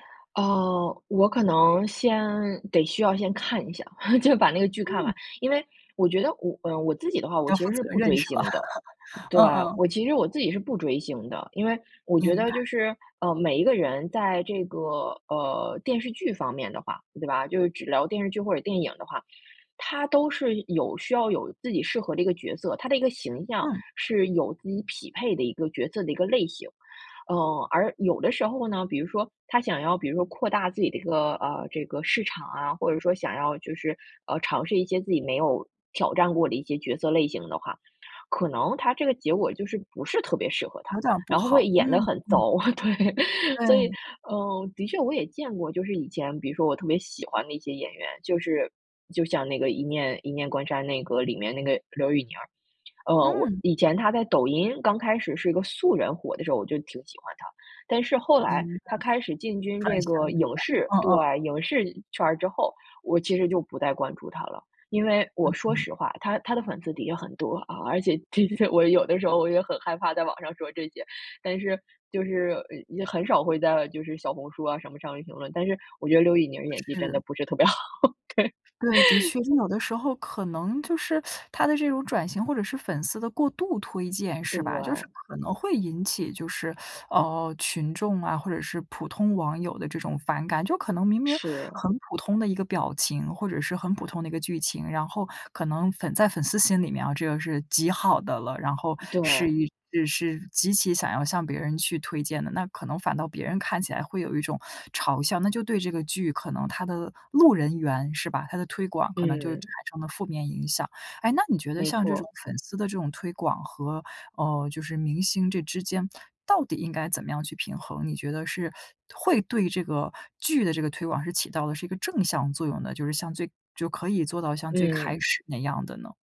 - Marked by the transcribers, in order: laugh; laughing while speaking: "就把"; laugh; tapping; laughing while speaking: "对"; laughing while speaking: "其实我有的时候我也很害怕在网上说这些"; laughing while speaking: "好，对"; other background noise; laugh; teeth sucking; teeth sucking; teeth sucking
- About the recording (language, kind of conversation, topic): Chinese, podcast, 粉丝文化对剧集推广的影响有多大？